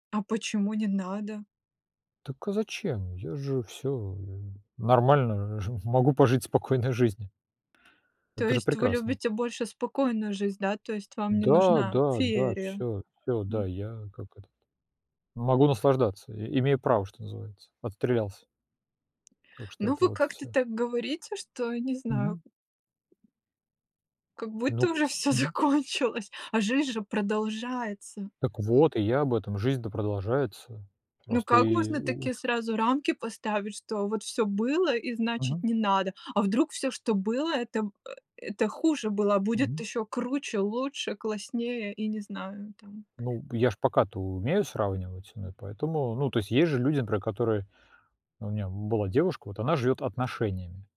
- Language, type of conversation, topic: Russian, unstructured, Как понять, что ты влюблён?
- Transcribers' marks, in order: laughing while speaking: "жив могу пожить спокойной жизнью"; tapping; other background noise; laughing while speaking: "всё закончилось"